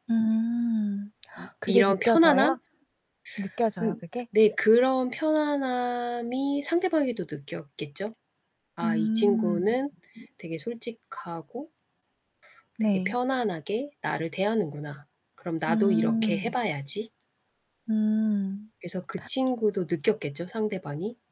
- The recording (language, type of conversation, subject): Korean, unstructured, 연애할 때 가장 행복했던 순간은 언제인가요?
- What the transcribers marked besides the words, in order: gasp; other background noise; static; distorted speech; tapping; background speech; gasp